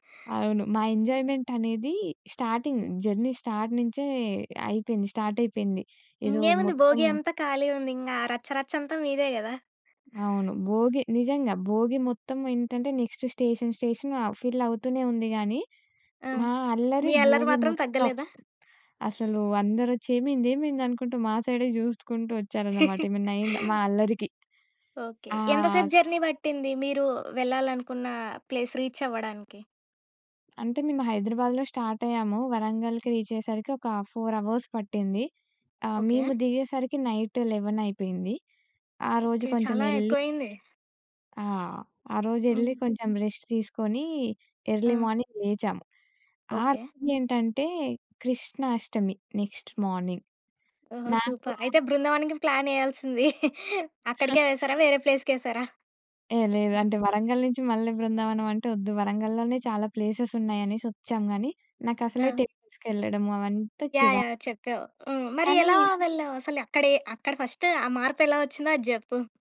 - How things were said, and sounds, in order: in English: "ఎంజాయ్‌మెంట్"; in English: "స్టార్టింగ్ జర్నీ స్టార్ట్"; in English: "స్టార్ట్"; other background noise; in English: "నెక్స్ట్ స్టేషన్ స్టేషన్"; in English: "ఫిల్"; chuckle; tapping; in English: "జర్నీ"; in English: "ప్లేస్ రీచ్"; in English: "స్టార్ట్"; in English: "రీచ్"; in English: "ఫోర్ అవర్స్"; in English: "నైట్ లెవెన్"; in English: "రెస్ట్"; in English: "ఎర్లీ మార్నింగ్"; in English: "నెక్స్ట్ మార్నింగ్"; in English: "సూపర్!"; chuckle; in English: "ప్లేసెస్"; in English: "టెంపుల్స్‌కి"; in English: "ఫస్ట్"
- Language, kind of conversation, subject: Telugu, podcast, మీ జీవితాన్ని మార్చిన ప్రదేశం ఏది?